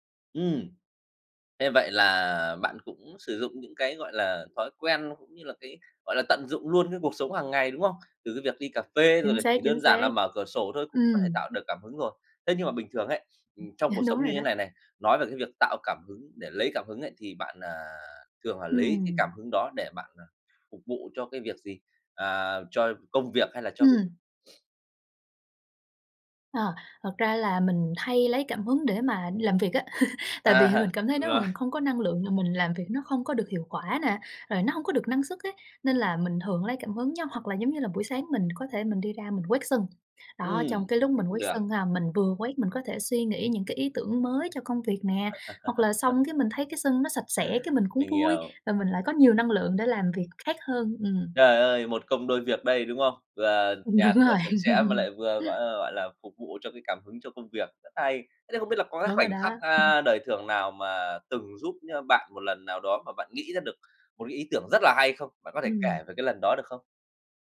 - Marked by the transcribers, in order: tapping; laugh; other background noise; laugh; laughing while speaking: "À"; laughing while speaking: "rồi"; laugh; laughing while speaking: "Ừm, đúng rồi"; laugh
- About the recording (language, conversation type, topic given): Vietnamese, podcast, Bạn tận dụng cuộc sống hằng ngày để lấy cảm hứng như thế nào?